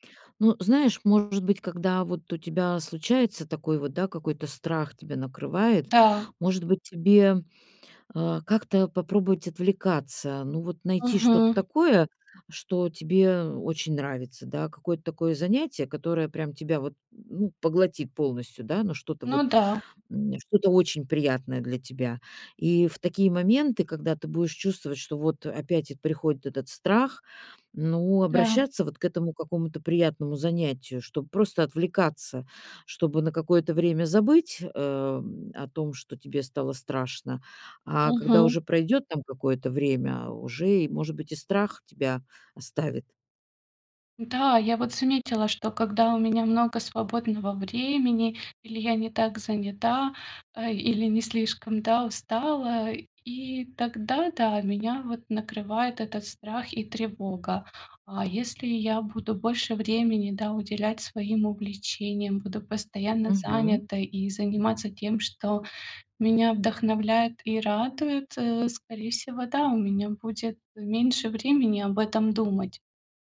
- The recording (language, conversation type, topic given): Russian, advice, Как перестать бояться, что меня отвергнут и осудят другие?
- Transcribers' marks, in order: tapping; other background noise